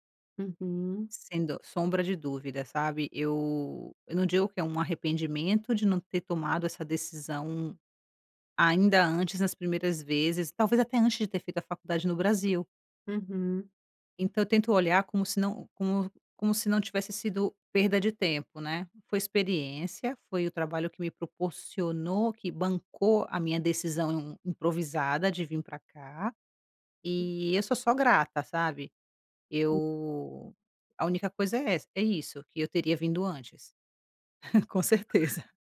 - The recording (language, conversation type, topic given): Portuguese, podcast, Você já tomou alguma decisão improvisada que acabou sendo ótima?
- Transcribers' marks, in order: tapping; other noise; laughing while speaking: "Com certeza"